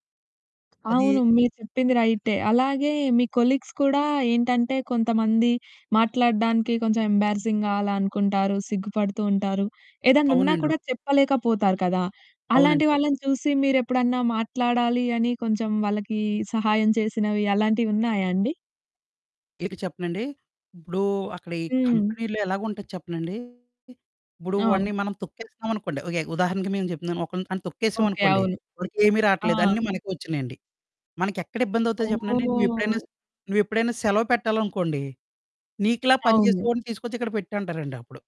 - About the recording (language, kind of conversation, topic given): Telugu, podcast, బహిరంగంగా భావాలు పంచుకునేలా సురక్షితమైన వాతావరణాన్ని ఎలా రూపొందించగలరు?
- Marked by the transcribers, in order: other background noise; in English: "కొలిగ్స్"; in English: "ఎంబారిసింగ్‌గా"; in English: "కంపెనీలో"; distorted speech; drawn out: "ఓహ్!"